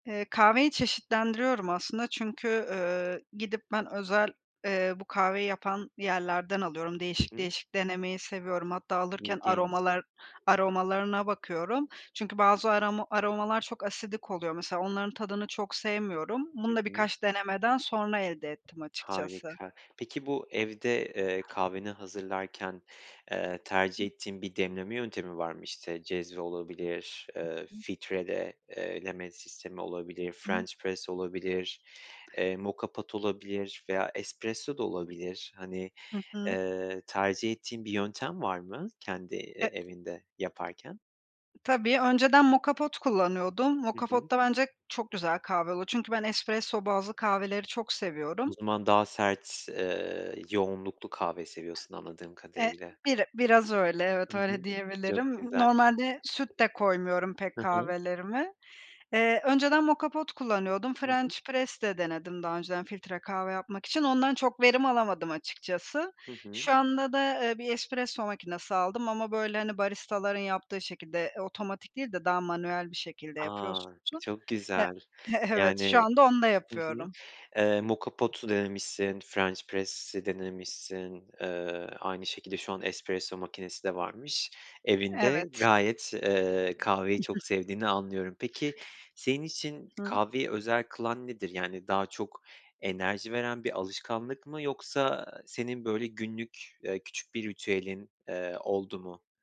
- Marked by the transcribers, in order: tapping; other background noise; other noise; "filtreleme" said as "filtredeleme"; in English: "french press"; in English: "pot"; in English: "pot"; in English: "pot'ta"; in English: "pot"; in English: "French press"; in English: "pot'u"; in English: "french press'i"; giggle
- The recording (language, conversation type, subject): Turkish, podcast, Kahve hazırlama ve kahveyi başkalarıyla paylaşma alışkanlığın nedir?